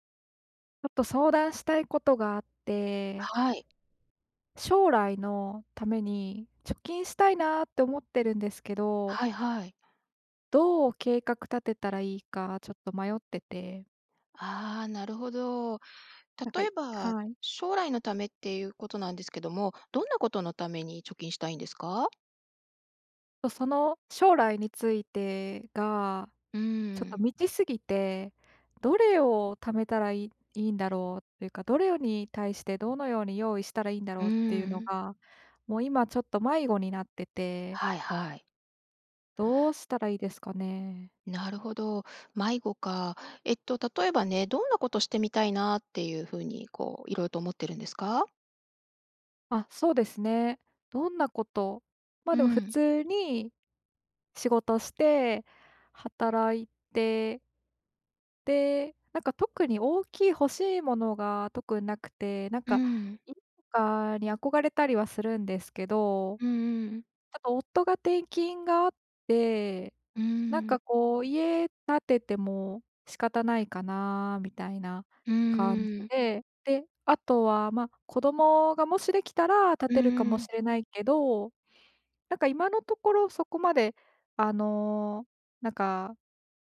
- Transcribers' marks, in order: none
- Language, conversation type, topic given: Japanese, advice, 将来のためのまとまった貯金目標が立てられない